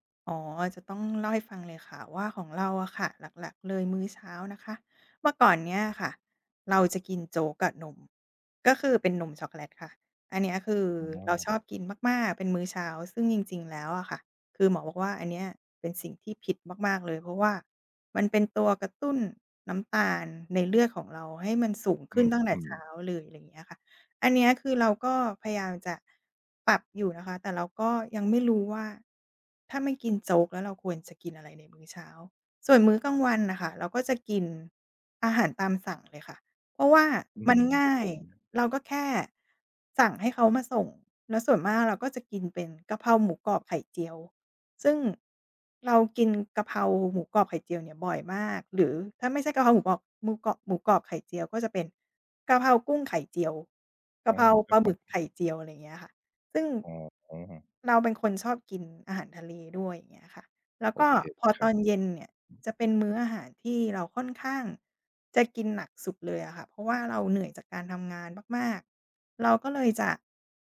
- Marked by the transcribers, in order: other background noise
- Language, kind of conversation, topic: Thai, advice, อยากเริ่มปรับอาหาร แต่ไม่รู้ควรเริ่มอย่างไรดี?